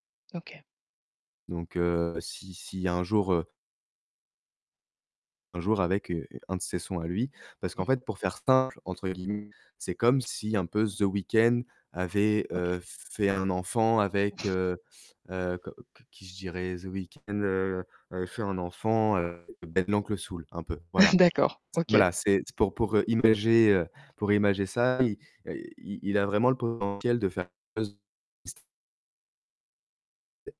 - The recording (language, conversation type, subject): French, podcast, Quelle découverte musicale t’a surprise récemment ?
- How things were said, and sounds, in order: distorted speech; other background noise; chuckle; mechanical hum; static; chuckle; unintelligible speech